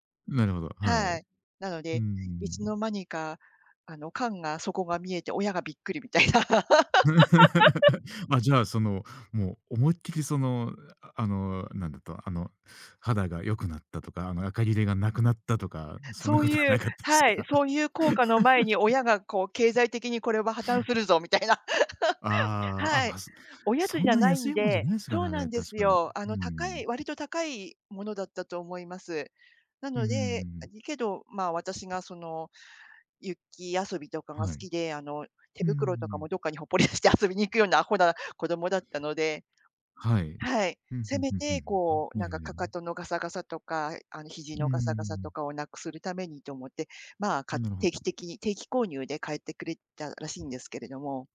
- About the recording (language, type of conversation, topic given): Japanese, podcast, 子どもの頃の食べ物の思い出を聞かせてくれますか？
- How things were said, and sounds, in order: laughing while speaking: "みたいな"; chuckle; laugh; groan; other background noise; laughing while speaking: "そんな事はなかったですか？"; laugh; laughing while speaking: "みたいな"; laugh; laughing while speaking: "どっかにほっぽり出して、 遊びに行くような"